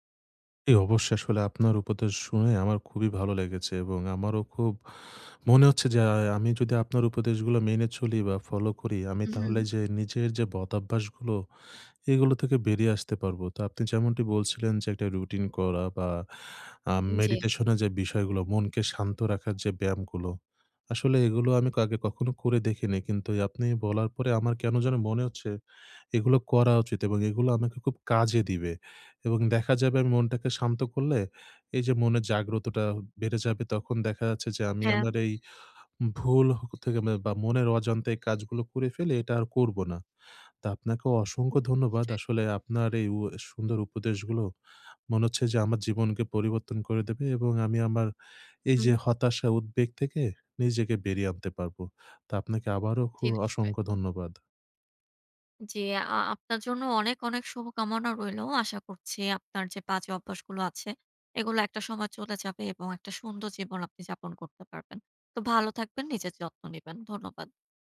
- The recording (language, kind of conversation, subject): Bengali, advice, আমি কীভাবে আমার খারাপ অভ্যাসের ধারা বুঝে তা বদলাতে পারি?
- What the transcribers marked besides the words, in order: none